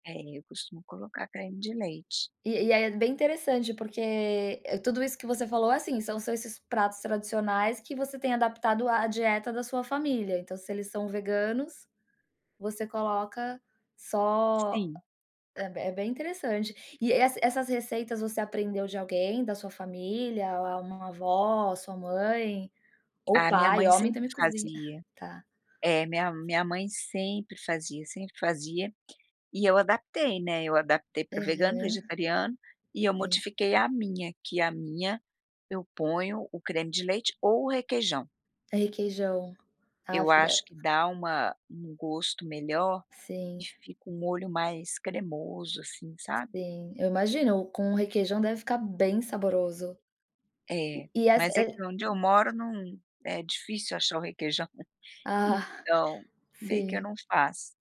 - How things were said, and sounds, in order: unintelligible speech
- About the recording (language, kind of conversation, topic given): Portuguese, podcast, Qual prato nunca falta nas suas comemorações em família?